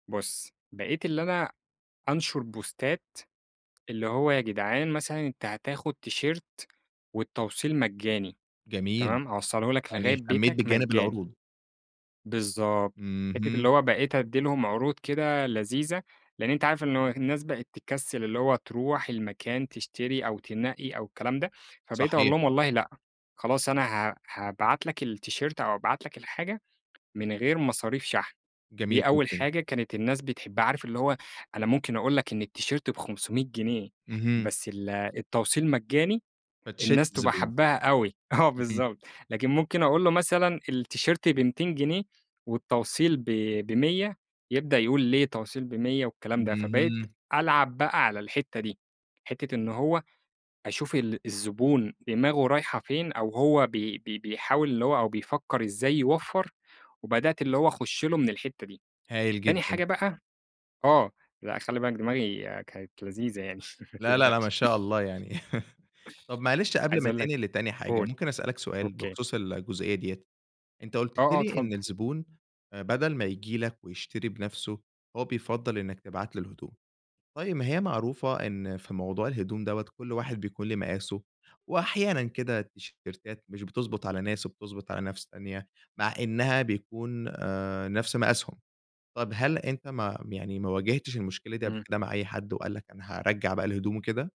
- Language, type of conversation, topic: Arabic, podcast, إيه نصايحك لحد عايز يبتدي مشروعه الخاص؟
- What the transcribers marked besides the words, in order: in English: "بوستات"; in English: "تيشيرت"; in English: "التيشيرت"; tapping; in English: "التيشيرت"; laughing while speaking: "آه"; in English: "التيشيرت"; laughing while speaking: "ما تقلقش"; laugh; in English: "التيشيرتات"